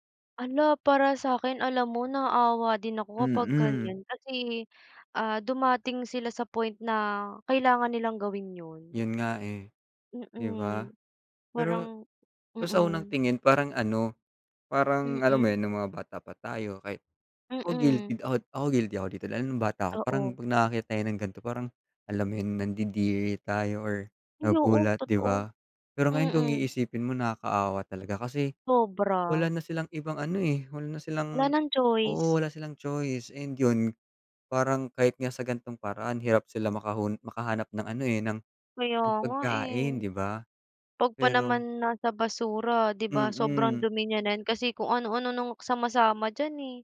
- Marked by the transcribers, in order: other background noise; tapping
- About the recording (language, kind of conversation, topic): Filipino, unstructured, Ano ang reaksyon mo sa mga taong kumakain ng basura o panis na pagkain?
- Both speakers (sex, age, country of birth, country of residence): female, 20-24, Philippines, Philippines; male, 20-24, Philippines, Philippines